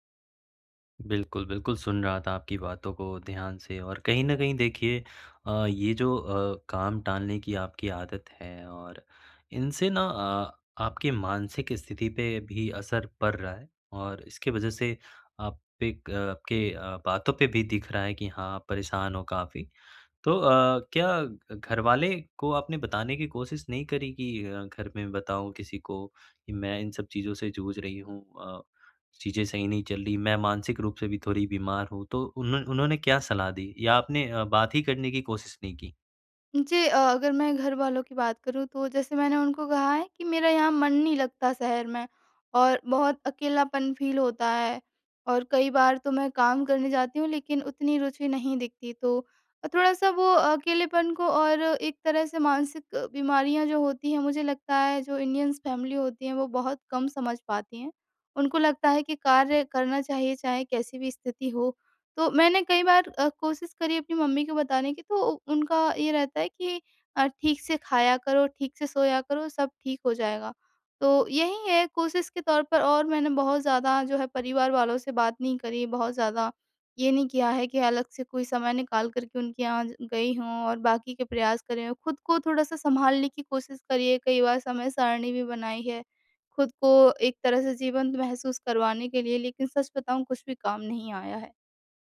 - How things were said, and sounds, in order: in English: "फ़ील"; in English: "इंडियन्स फैमिली"
- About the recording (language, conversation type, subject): Hindi, advice, मैं काम टालने और हर बार आख़िरी पल में घबराने की आदत को कैसे बदल सकता/सकती हूँ?